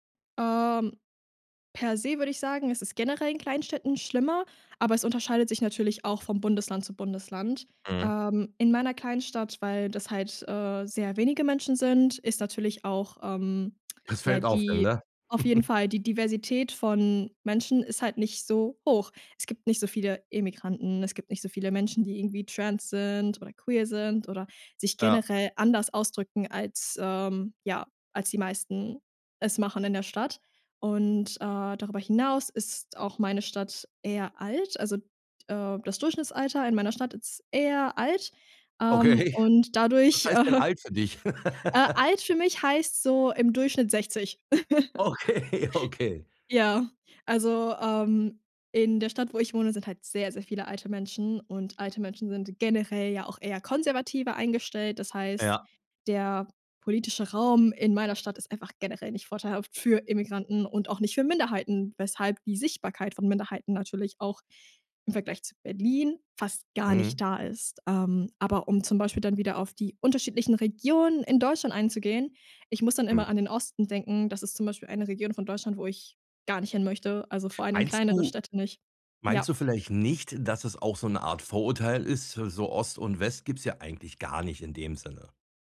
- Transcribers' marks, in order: chuckle; put-on voice: "trans"; laugh; laughing while speaking: "Okay"; chuckle; laugh; laughing while speaking: "Okay, okay"
- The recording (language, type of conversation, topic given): German, podcast, Wie erlebst du die Sichtbarkeit von Minderheiten im Alltag und in den Medien?